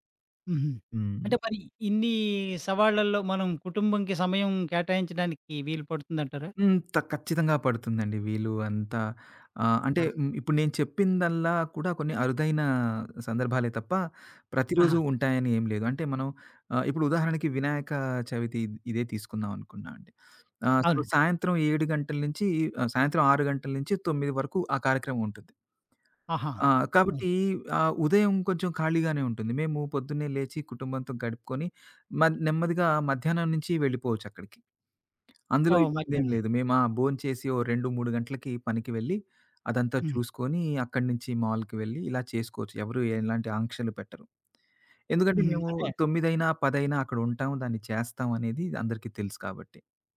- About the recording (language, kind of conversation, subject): Telugu, podcast, పని నుంచి ఫన్‌కి మారేటప్పుడు మీ దుస్తుల స్టైల్‌ను ఎలా మార్చుకుంటారు?
- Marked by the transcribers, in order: other background noise; in English: "సో"; in English: "మాల్‌కి"